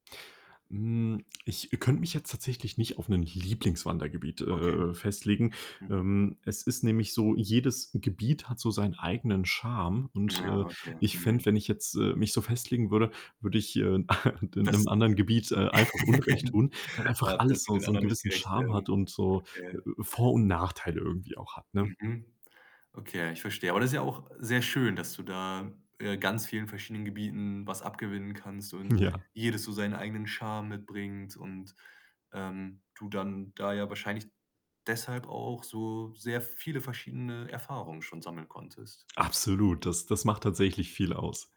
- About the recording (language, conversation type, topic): German, podcast, Warum beruhigt dich dein liebster Ort in der Natur?
- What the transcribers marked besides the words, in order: other background noise; laugh; distorted speech; laughing while speaking: "Hm, ja"